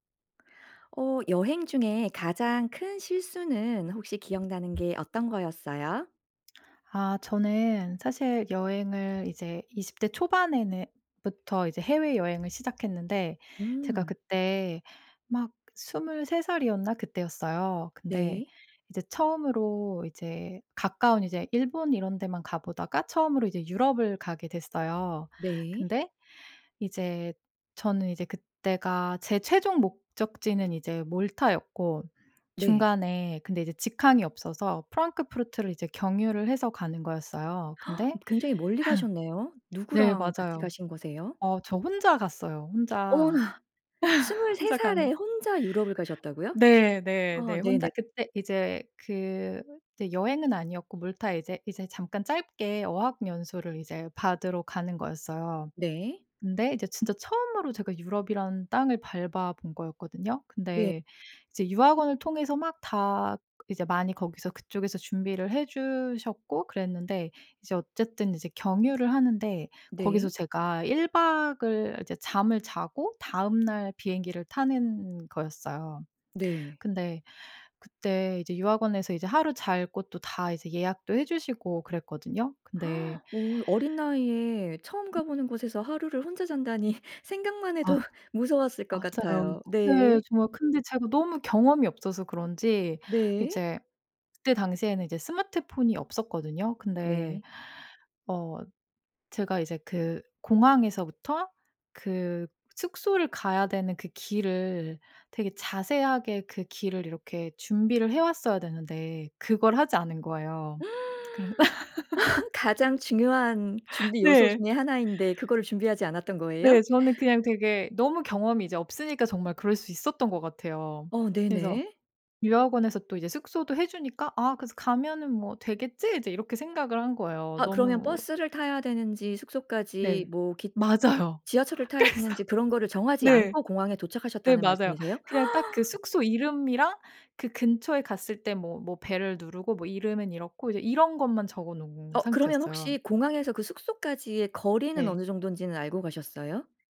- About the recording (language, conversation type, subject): Korean, podcast, 여행 중 가장 큰 실수는 뭐였어?
- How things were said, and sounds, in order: tapping; gasp; laugh; other background noise; laughing while speaking: "혼자 가는"; gasp; gasp; laugh; laughing while speaking: "그래서"; gasp